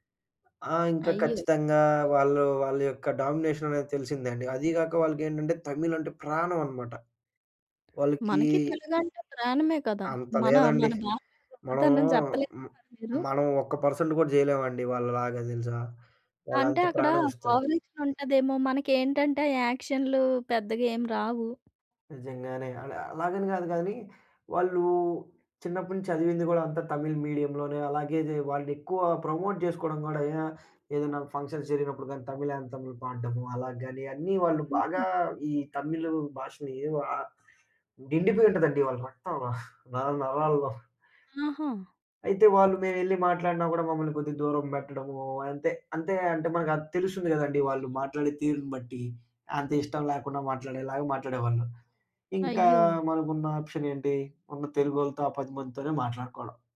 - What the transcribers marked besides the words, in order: in English: "పర్సెంట్"; in English: "ఓవరాక్షన్"; in English: "ప్రమోట్"; in English: "ఫంక్షన్స్"; giggle; tapping; in English: "ఆప్షన్"
- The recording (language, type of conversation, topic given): Telugu, podcast, మీరు పెళ్లి నిర్ణయం తీసుకున్న రోజును ఎలా గుర్తు పెట్టుకున్నారు?